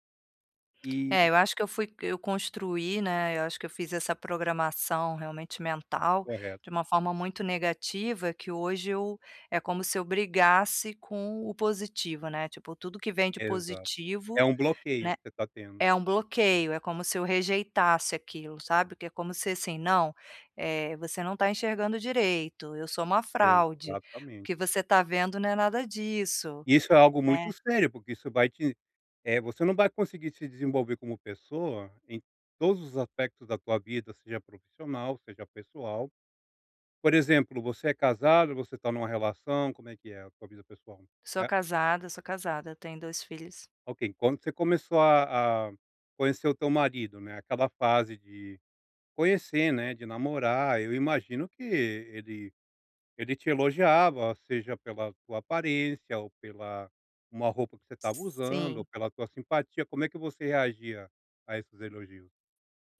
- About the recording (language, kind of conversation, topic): Portuguese, advice, Como posso aceitar elogios com mais naturalidade e sem ficar sem graça?
- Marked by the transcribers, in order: tapping